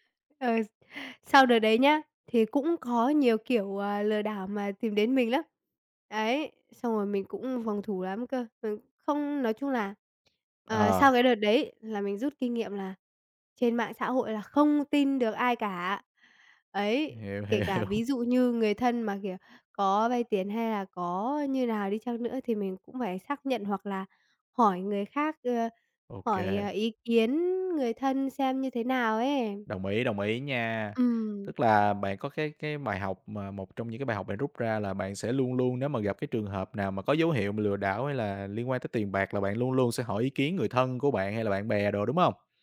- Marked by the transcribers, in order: tapping; laughing while speaking: "hiểu"
- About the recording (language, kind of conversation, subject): Vietnamese, podcast, Bạn có thể kể về lần bạn bị lừa trên mạng và bài học rút ra từ đó không?